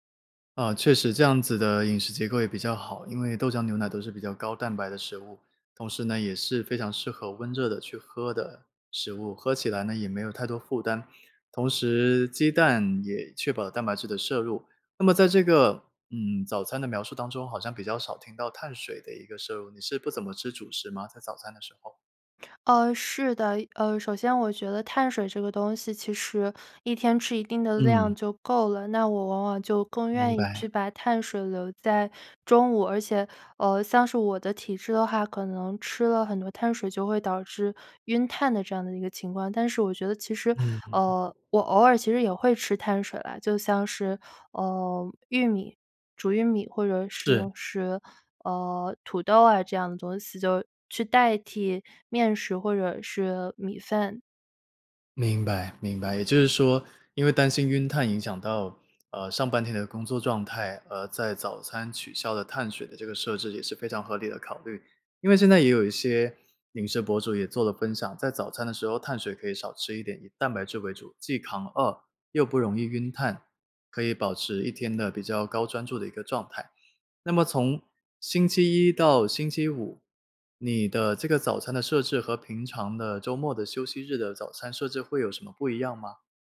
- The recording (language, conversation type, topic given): Chinese, podcast, 你吃早餐时通常有哪些固定的习惯或偏好？
- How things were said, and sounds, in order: other background noise